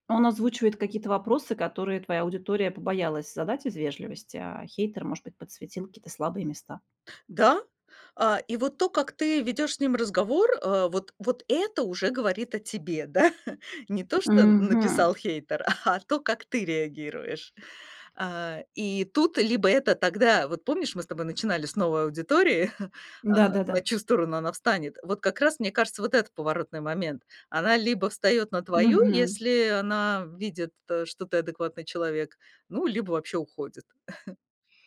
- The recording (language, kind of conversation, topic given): Russian, podcast, Как вы реагируете на критику в социальных сетях?
- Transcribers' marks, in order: chuckle; laughing while speaking: "а"; chuckle; chuckle